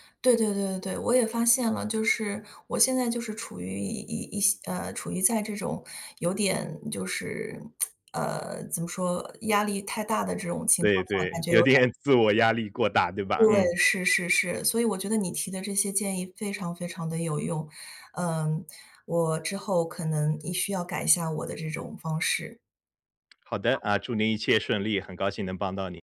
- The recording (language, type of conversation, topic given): Chinese, advice, 放松时总感到内疚怎么办？
- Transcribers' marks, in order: tsk; laughing while speaking: "有点自我压力过大对吧？"